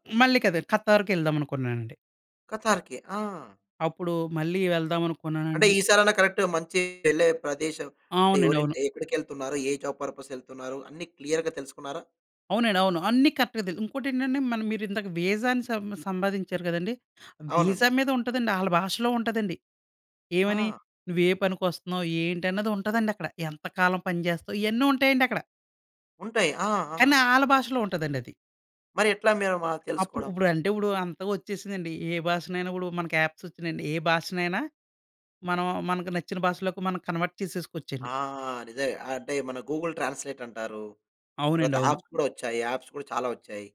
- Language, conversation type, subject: Telugu, podcast, పాస్‌పోర్టు లేదా ఫోన్ కోల్పోవడం వల్ల మీ ప్రయాణం ఎలా మారింది?
- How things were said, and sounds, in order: in English: "కరెక్ట్‌గా"; other background noise; in English: "జాబ్ పర్పస్‌కి"; in English: "క్లియర్‌గా"; in English: "కరెక్ట్‌గా"; in English: "వీజా"; in English: "వీసా"; in English: "యాప్స్"; in English: "కన్వర్ట్"; in English: "గూగుల్ ట్రాన్స్‌లేట్"; in English: "యాప్స్"; in English: "యాప్స్"